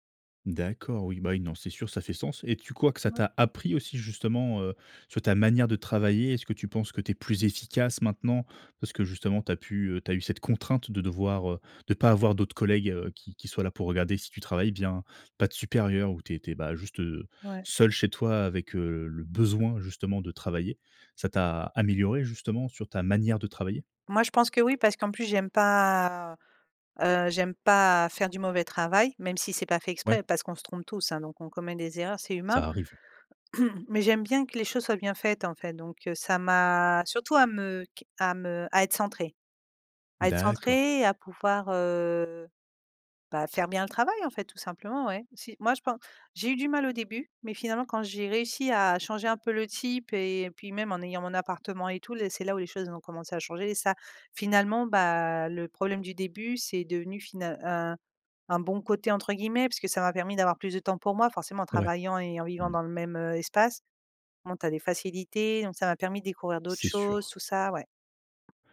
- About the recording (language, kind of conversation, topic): French, podcast, Quel impact le télétravail a-t-il eu sur ta routine ?
- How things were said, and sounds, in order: other background noise; throat clearing; tapping